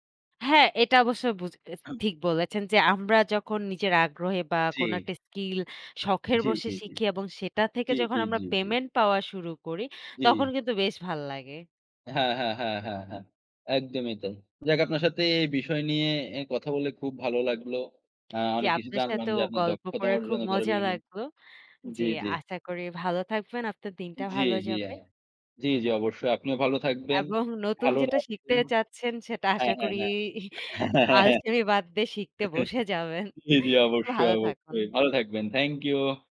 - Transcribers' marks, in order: throat clearing; laughing while speaking: "এবং"; chuckle; laughing while speaking: "আলসেমি বাদ দিয়ে শিখতে বসে যাবেন"; chuckle; laughing while speaking: "জি, জি। অবশ্যই। অবশ্যই"; chuckle
- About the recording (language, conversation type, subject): Bengali, unstructured, তোমার কি মনে হয় নতুন কোনো দক্ষতা শেখা মজার, আর কেন?